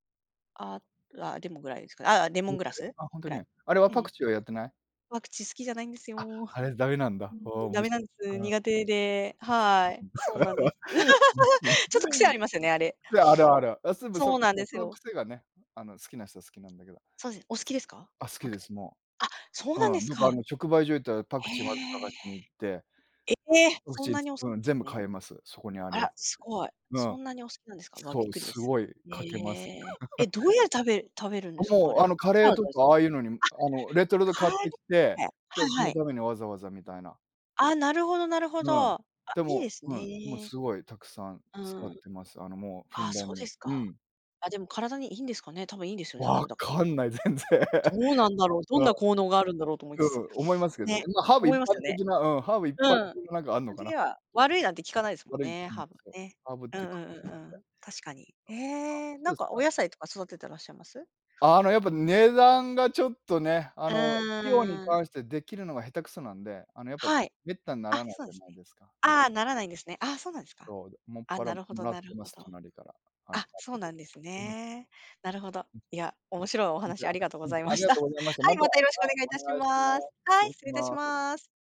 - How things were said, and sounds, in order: laugh; laugh; laughing while speaking: "全然"; other noise; other background noise
- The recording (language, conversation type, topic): Japanese, unstructured, どんなときにいちばんリラックスできますか？
- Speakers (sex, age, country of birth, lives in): female, 45-49, Japan, Japan; male, 50-54, Japan, Japan